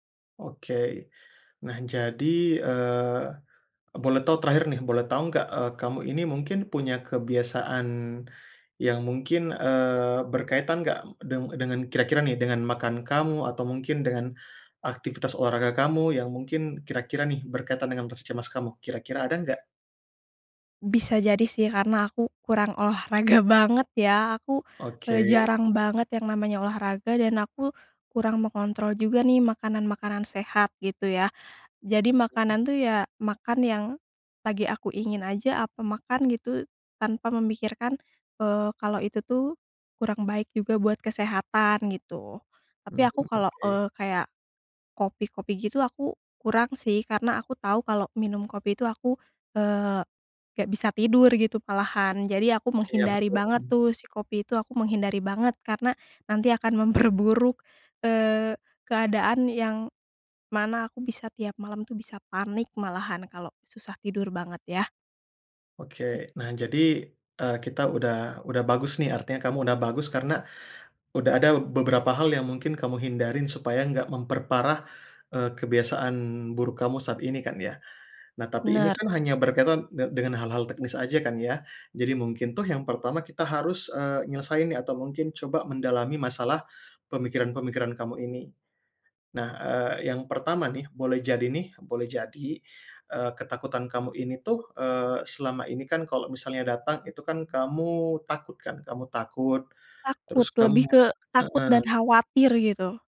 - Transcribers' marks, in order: laughing while speaking: "olahraga"; tapping; "malahan" said as "palahan"; other background noise; laughing while speaking: "memperburuk"
- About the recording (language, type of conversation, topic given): Indonesian, advice, Bagaimana cara mengatasi sulit tidur karena pikiran stres dan cemas setiap malam?